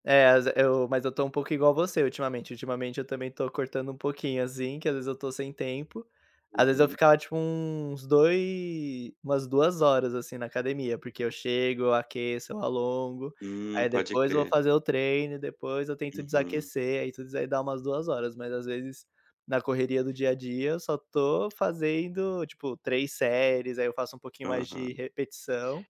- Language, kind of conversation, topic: Portuguese, unstructured, Como o esporte pode ajudar na saúde mental?
- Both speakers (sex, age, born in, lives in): male, 25-29, Brazil, Portugal; male, 30-34, Brazil, Portugal
- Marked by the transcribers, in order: tapping